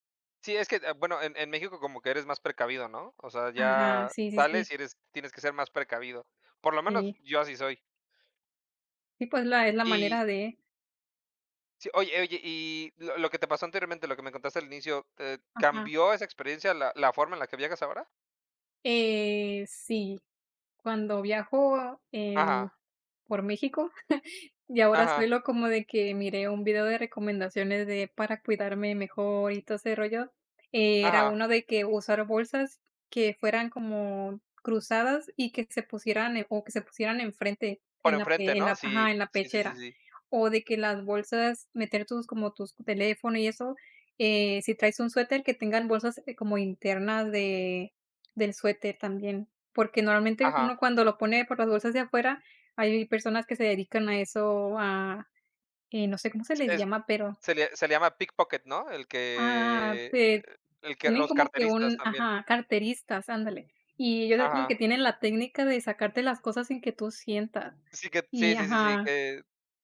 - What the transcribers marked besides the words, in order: chuckle
- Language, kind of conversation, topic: Spanish, unstructured, ¿Alguna vez te han robado algo mientras viajabas?